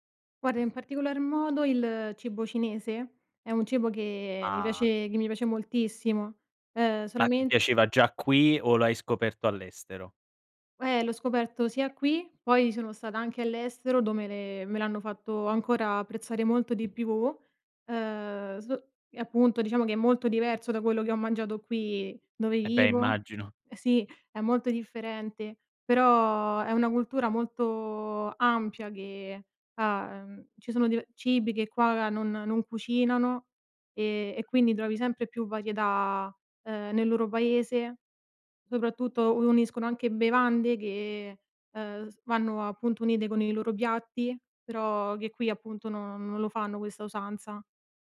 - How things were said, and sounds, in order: "dove" said as "dome"; laughing while speaking: "Sì"
- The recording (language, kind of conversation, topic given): Italian, podcast, Raccontami di una volta in cui il cibo ha unito persone diverse?